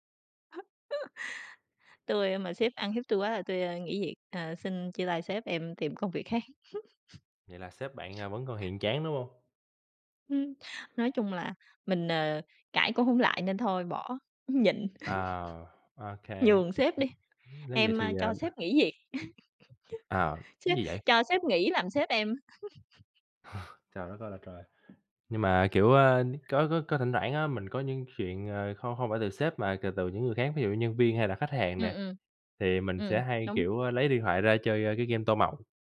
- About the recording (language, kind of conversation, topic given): Vietnamese, unstructured, Bạn thường làm gì mỗi ngày để giữ sức khỏe?
- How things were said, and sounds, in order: chuckle; chuckle; tapping; sniff; other noise; chuckle; other background noise; chuckle; chuckle